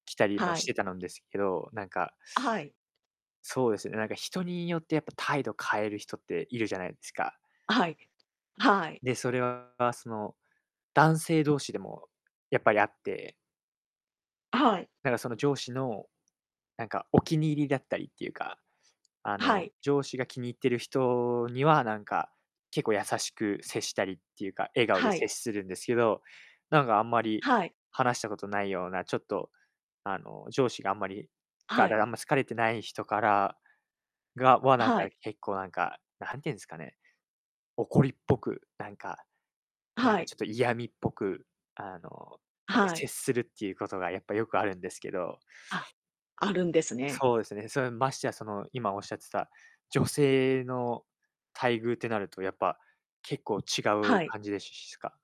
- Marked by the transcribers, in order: distorted speech
- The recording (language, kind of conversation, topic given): Japanese, unstructured, 仕事でいちばんストレスを感じるのはどんなときですか？